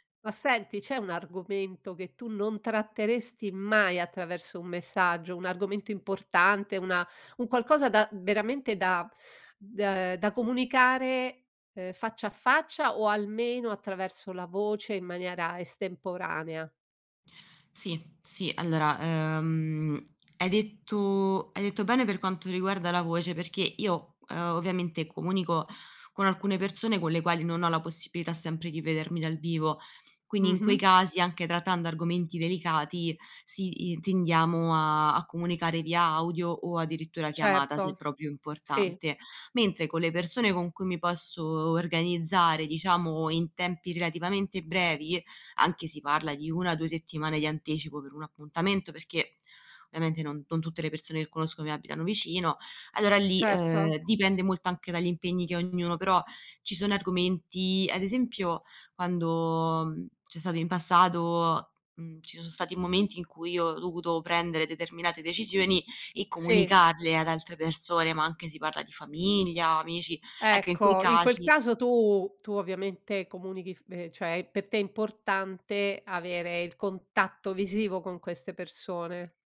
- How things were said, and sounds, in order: teeth sucking; tapping
- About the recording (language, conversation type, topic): Italian, podcast, Preferisci parlare di persona o via messaggio, e perché?